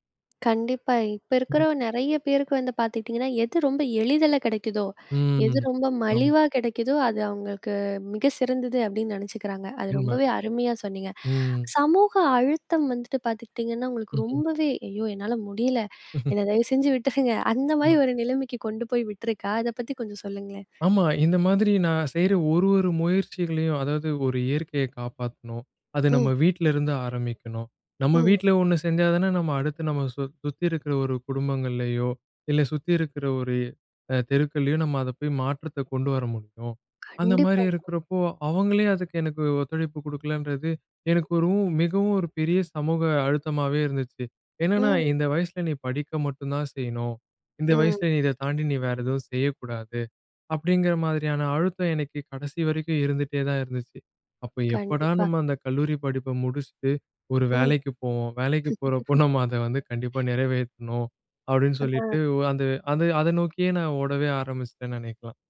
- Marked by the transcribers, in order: laugh; laugh; tapping
- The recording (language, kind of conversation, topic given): Tamil, podcast, இந்திய குடும்பமும் சமூகமும் தரும் அழுத்தங்களை நீங்கள் எப்படிச் சமாளிக்கிறீர்கள்?